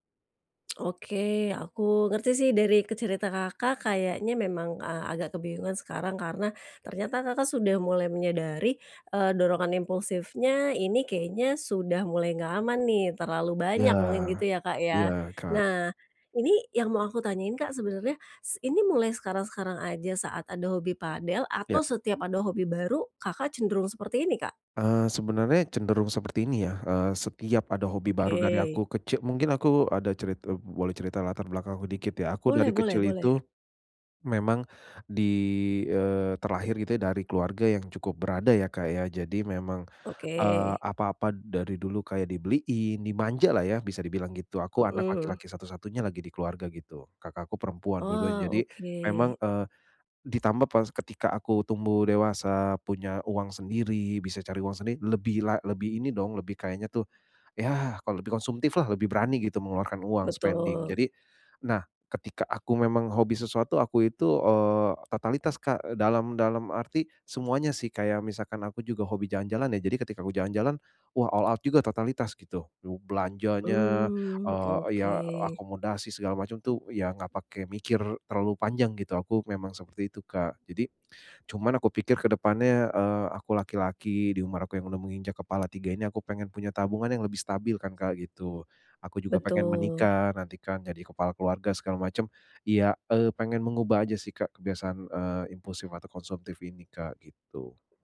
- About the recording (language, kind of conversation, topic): Indonesian, advice, Bagaimana cara mengendalikan dorongan impulsif untuk melakukan kebiasaan buruk?
- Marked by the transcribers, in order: tsk; "mungkin" said as "mungin"; other background noise; in English: "spending"; in English: "all out"